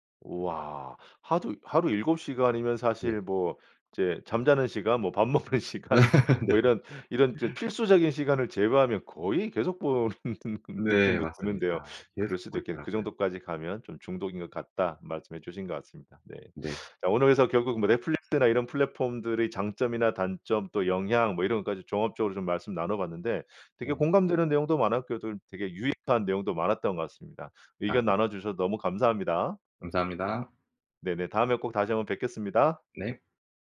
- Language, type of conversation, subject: Korean, podcast, 넷플릭스 같은 플랫폼이 콘텐츠 소비를 어떻게 바꿨나요?
- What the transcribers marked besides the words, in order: laughing while speaking: "밥 먹는 시간"; laugh; other background noise; laughing while speaking: "네"; laugh; laughing while speaking: "보는 느낌도 드는데요"; teeth sucking